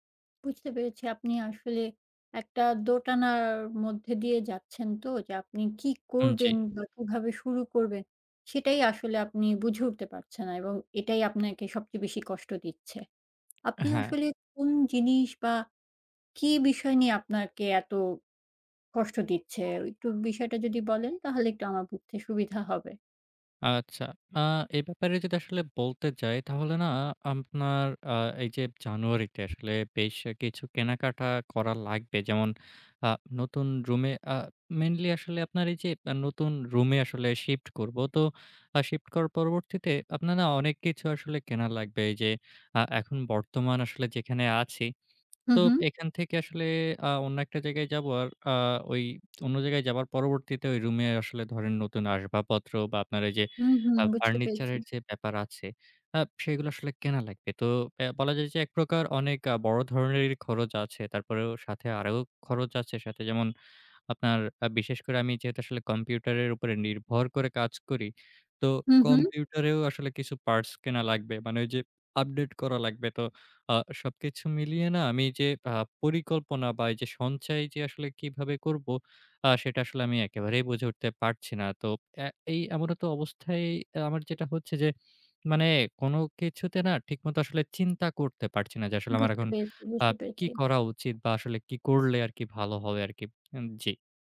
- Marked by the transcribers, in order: other background noise; tapping; horn; lip smack
- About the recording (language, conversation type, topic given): Bengali, advice, বড় কেনাকাটার জন্য সঞ্চয় পরিকল্পনা করতে অসুবিধা হচ্ছে